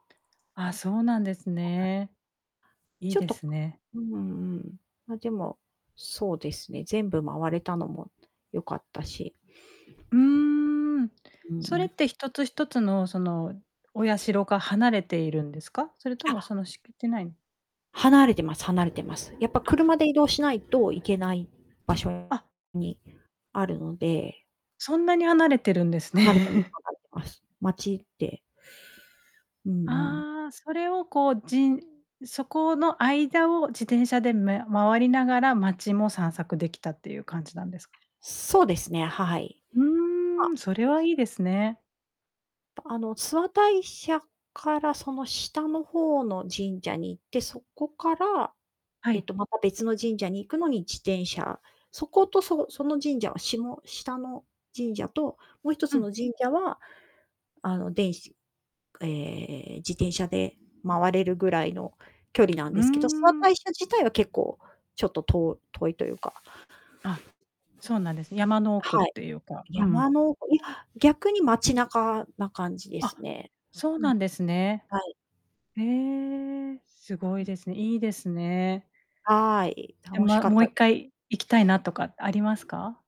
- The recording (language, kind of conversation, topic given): Japanese, podcast, 一番印象に残っている旅の思い出は何ですか？
- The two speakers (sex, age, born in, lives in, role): female, 40-44, Japan, Japan, host; female, 45-49, Japan, Japan, guest
- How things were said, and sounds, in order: tapping; unintelligible speech; other background noise; distorted speech; laughing while speaking: "ですね"; unintelligible speech; static; drawn out: "へえ"